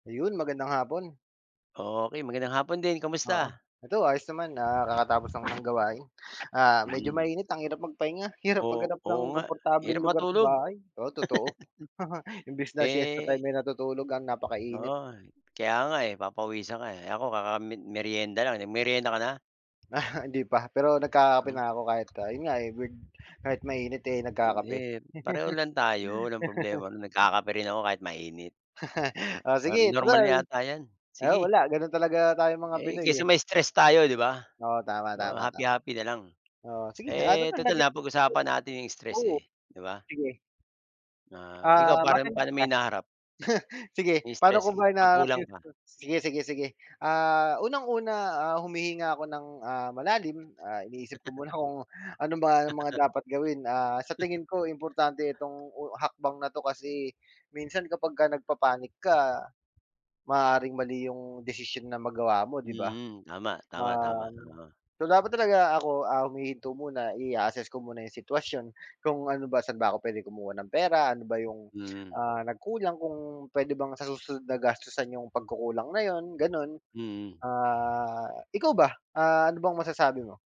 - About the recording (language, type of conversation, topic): Filipino, unstructured, Paano mo hinaharap ang stress kapag kapos ka sa pera?
- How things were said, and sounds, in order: other background noise; chuckle; tapping; laugh; unintelligible speech; laugh; chuckle; chuckle; sniff